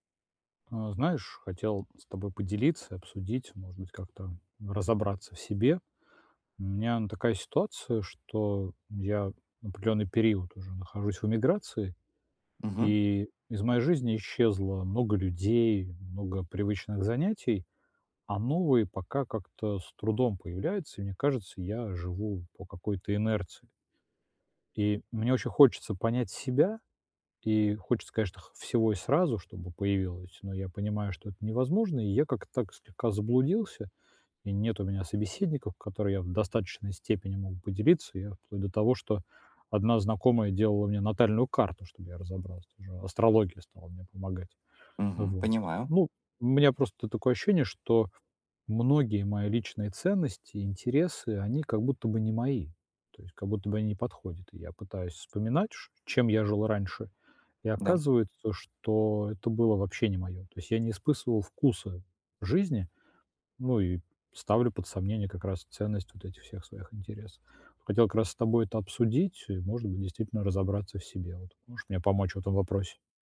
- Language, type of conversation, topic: Russian, advice, Как мне понять, что действительно важно для меня в жизни?
- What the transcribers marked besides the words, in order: other background noise; tapping; "испытывал" said as "испысывал"